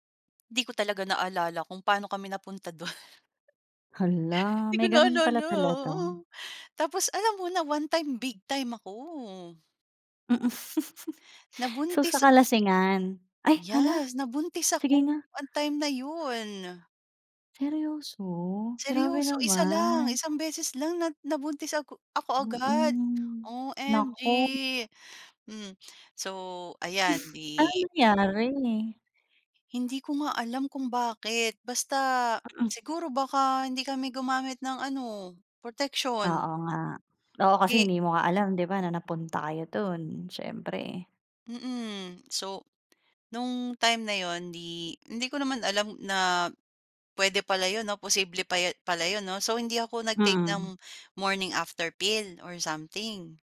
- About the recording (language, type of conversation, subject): Filipino, podcast, May tao bang biglang dumating sa buhay mo nang hindi mo inaasahan?
- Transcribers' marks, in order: other background noise; chuckle; tapping; laughing while speaking: "Di ko naalala, oo"; in English: "one-time big time"; chuckle; "Yas" said as "Yes"